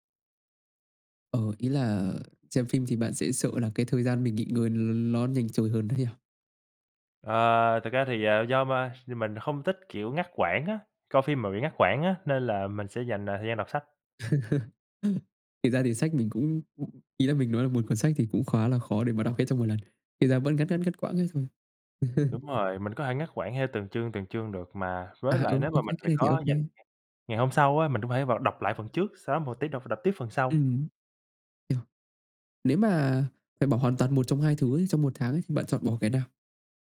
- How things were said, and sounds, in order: tapping; other background noise; laugh; laugh
- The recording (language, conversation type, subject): Vietnamese, unstructured, Bạn thường dựa vào những yếu tố nào để chọn xem phim hay đọc sách?